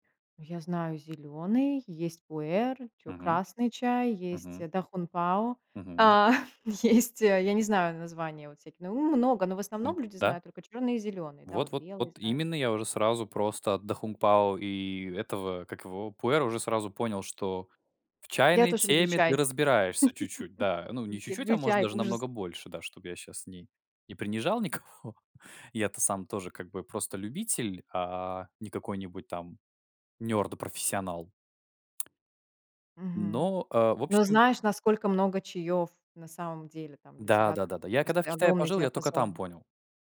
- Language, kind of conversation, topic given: Russian, podcast, Какие у вас есть ритуалы чаепития и дружеских посиделок?
- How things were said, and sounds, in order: chuckle; laugh; laughing while speaking: "никого"; in English: "nerd"; tapping